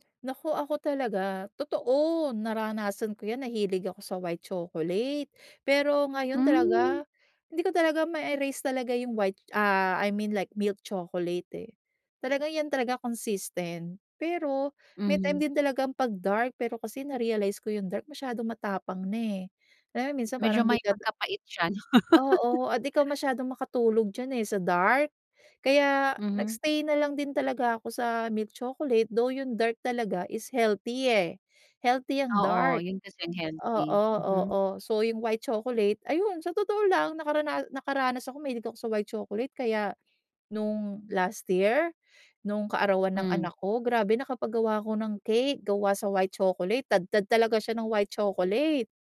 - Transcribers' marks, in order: laugh
- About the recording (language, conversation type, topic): Filipino, podcast, Ano ang paborito mong pagkaing pampalubag-loob, at ano ang ipinapahiwatig nito tungkol sa iyo?